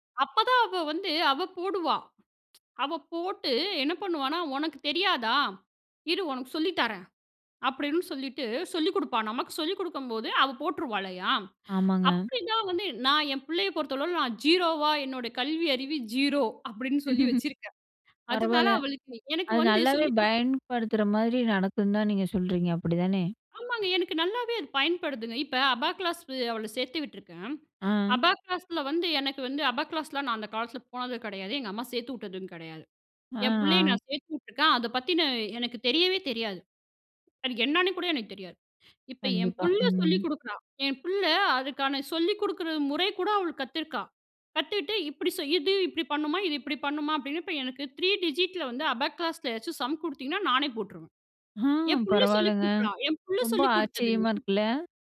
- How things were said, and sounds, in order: tsk; chuckle; in English: "அபாக்ளாஸ்"; in English: "அபாக்ளாஸ்ல"; in English: "அபாக்ளாஸ்லாம்"; in English: "டிஜிட்‌ல"; in English: "அபாக்ளாஸ்ல"
- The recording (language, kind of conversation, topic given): Tamil, podcast, பிள்ளைகளின் வீட்டுப்பாடத்தைச் செய்ய உதவும்போது நீங்கள் எந்த அணுகுமுறையைப் பின்பற்றுகிறீர்கள்?